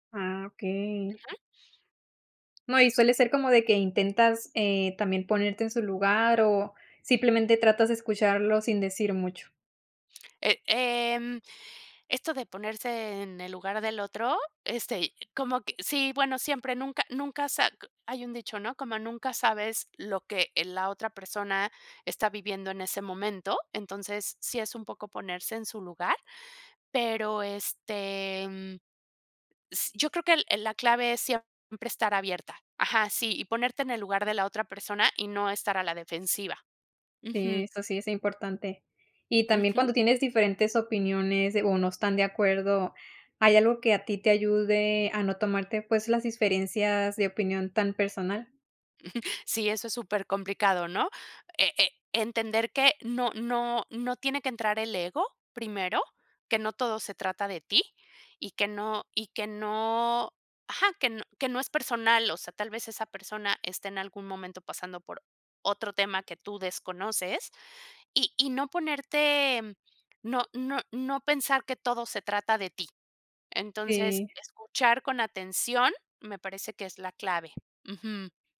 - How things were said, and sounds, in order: other background noise; other noise; chuckle
- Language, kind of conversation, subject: Spanish, podcast, ¿Cómo sueles escuchar a alguien que no está de acuerdo contigo?